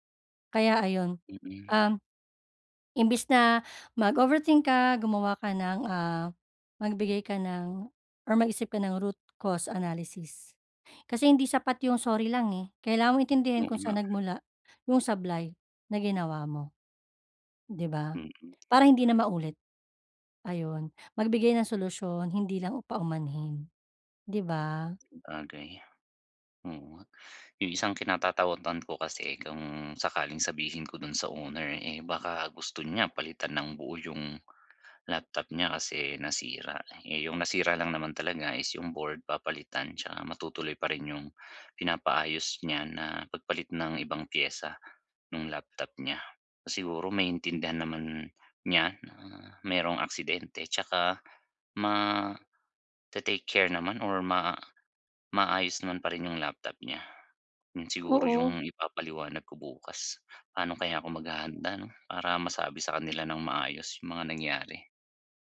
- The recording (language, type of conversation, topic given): Filipino, advice, Paano ko tatanggapin ang responsibilidad at matututo mula sa aking mga pagkakamali?
- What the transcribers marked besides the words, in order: in English: "root cause analysis"; tapping